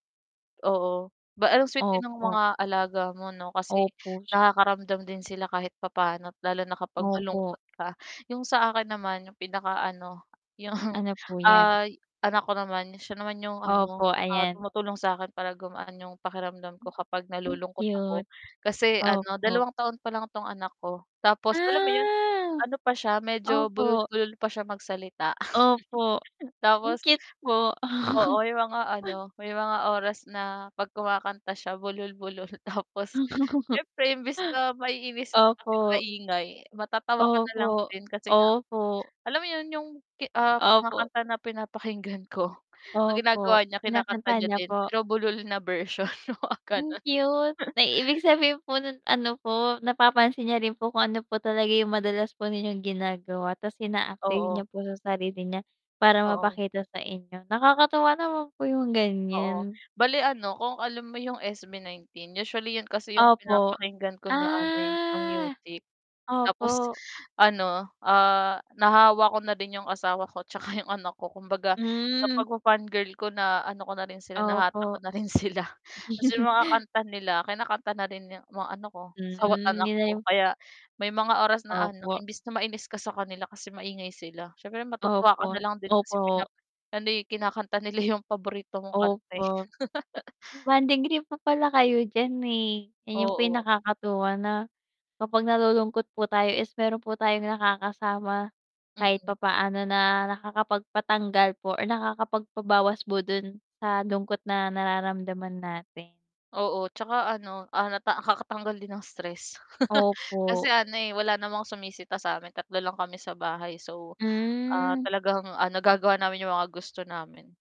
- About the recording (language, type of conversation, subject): Filipino, unstructured, Ano ang karaniwan mong ginagawa kapag nakakaramdam ka ng lungkot?
- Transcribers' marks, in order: mechanical hum; tapping; other noise; drawn out: "Ah"; chuckle; static; chuckle; laughing while speaking: "tapos siyempre imbis na maiinis … din kasi nga"; chuckle; laughing while speaking: "bulol na version, oo gano'n"; drawn out: "ah"; laugh; "trip" said as "grip"; laugh; distorted speech; chuckle